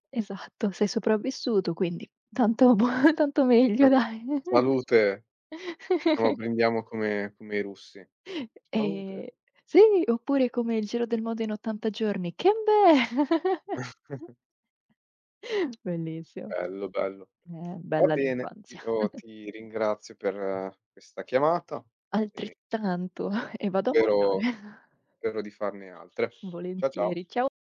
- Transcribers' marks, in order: laughing while speaking: "Esatto"; unintelligible speech; laughing while speaking: "buo"; chuckle; laughing while speaking: "meglio dai"; chuckle; put-on voice: "Salute!"; tapping; chuckle; chuckle; chuckle; other background noise
- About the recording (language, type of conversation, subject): Italian, unstructured, Hai un ricordo speciale legato a un insegnante?